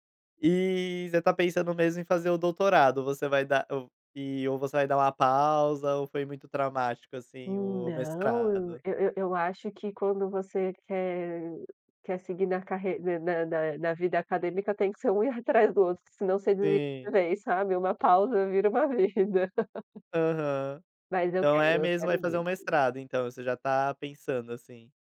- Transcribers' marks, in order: laugh
- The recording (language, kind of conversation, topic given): Portuguese, podcast, O que você faz quando o perfeccionismo te paralisa?